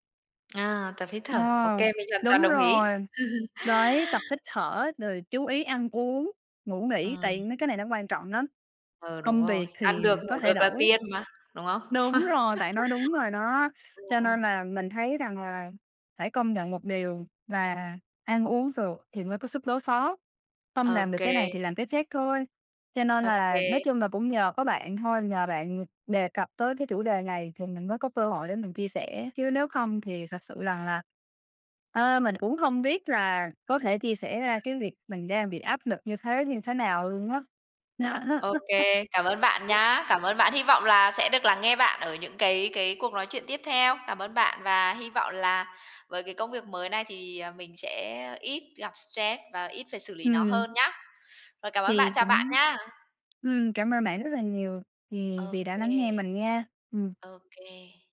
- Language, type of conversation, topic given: Vietnamese, podcast, Bạn xử lý áp lực và căng thẳng trong cuộc sống như thế nào?
- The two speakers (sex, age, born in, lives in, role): female, 25-29, Vietnam, Vietnam, guest; female, 30-34, Vietnam, Vietnam, host
- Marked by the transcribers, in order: tapping; chuckle; other background noise; chuckle; unintelligible speech; "được" said as "vược"; other noise